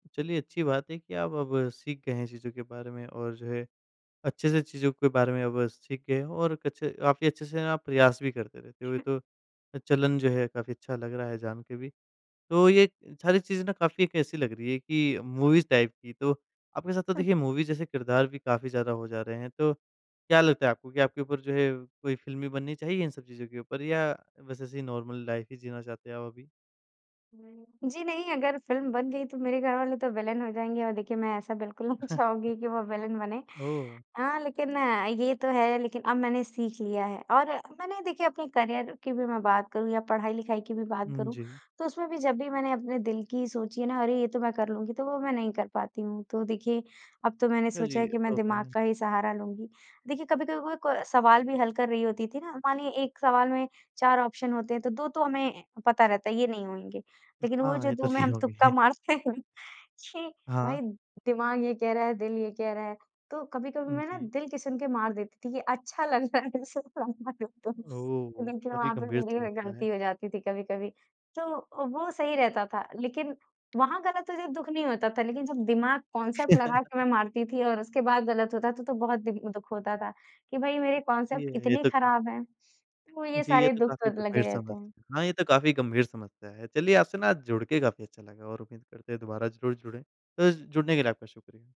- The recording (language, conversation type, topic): Hindi, podcast, जब आपका दिल कुछ कहे, लेकिन दिमाग उसे मानने से इंकार करे, तो आप क्या करते हैं?
- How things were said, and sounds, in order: other noise; in English: "मूवीज़ टाइप"; in English: "मूवी"; in English: "नॉर्मल लाइफ"; other background noise; in English: "विलेन"; chuckle; laughing while speaking: "नहीं चाहूँगी"; in English: "विलेन"; in English: "करियर"; in English: "ऑप्शन"; laughing while speaking: "नहीं होगी"; laughing while speaking: "हैं कि"; laughing while speaking: "रहा है"; unintelligible speech; in English: "कांसेप्ट"; chuckle; in English: "कांसेप्ट"